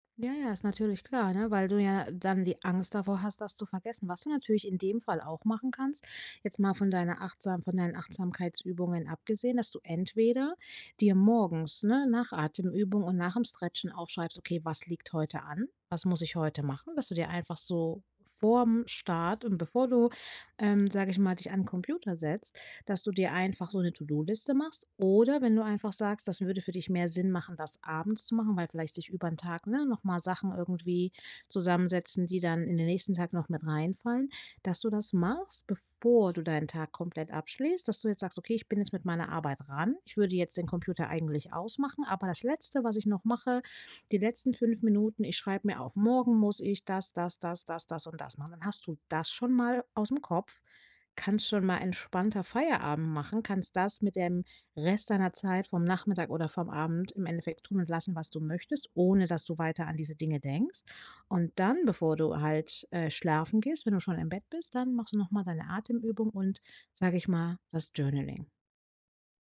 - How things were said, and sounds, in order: stressed: "bevor"; in English: "journaling"
- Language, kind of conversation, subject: German, advice, Wie kann ich eine einfache tägliche Achtsamkeitsroutine aufbauen und wirklich beibehalten?